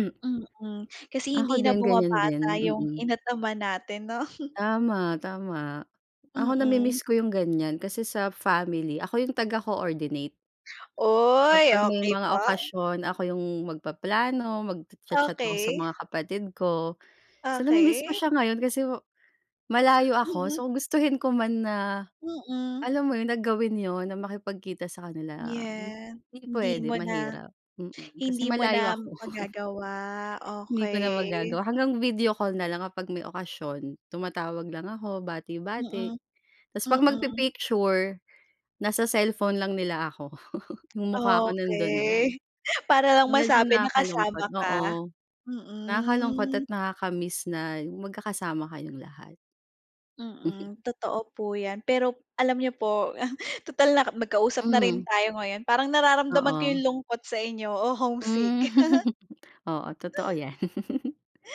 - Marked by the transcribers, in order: giggle; drawn out: "Uy"; chuckle; drawn out: "Okey"; chuckle; laugh; drawn out: "Mm"; giggle; giggle
- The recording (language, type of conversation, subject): Filipino, unstructured, Ano ang pinaka-memorable mong kainan kasama ang pamilya?